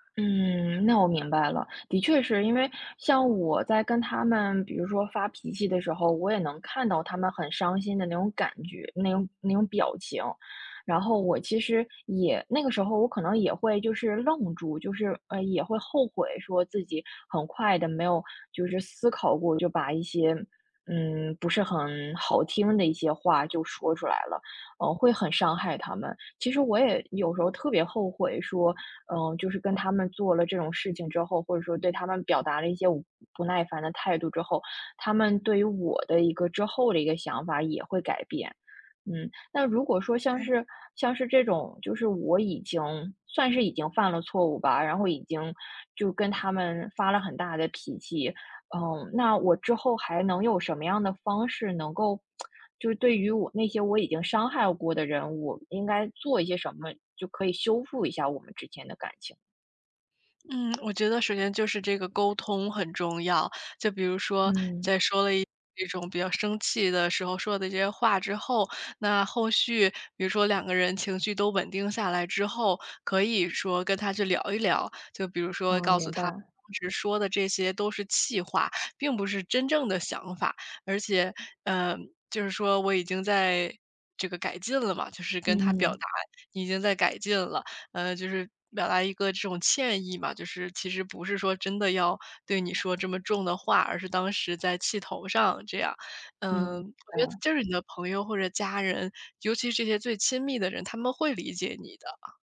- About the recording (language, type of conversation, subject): Chinese, advice, 我经常用生气来解决问题，事后总是后悔，该怎么办？
- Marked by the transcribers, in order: tsk; tapping